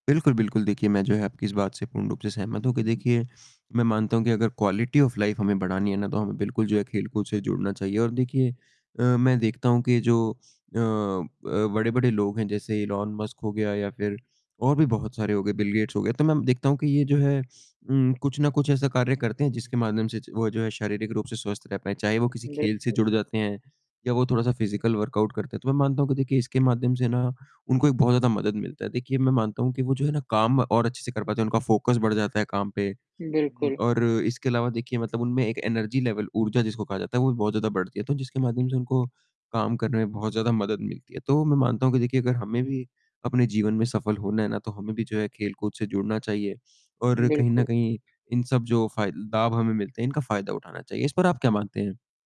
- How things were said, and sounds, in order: static; in English: "क्वालिटी ऑफ़ लाइफ"; tapping; distorted speech; in English: "फिजिकल वर्कआउट"; in English: "फोकस"; in English: "एनर्जी लेवल"
- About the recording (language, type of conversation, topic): Hindi, unstructured, खेल-कूद करने से हमारे मन और शरीर पर क्या असर पड़ता है?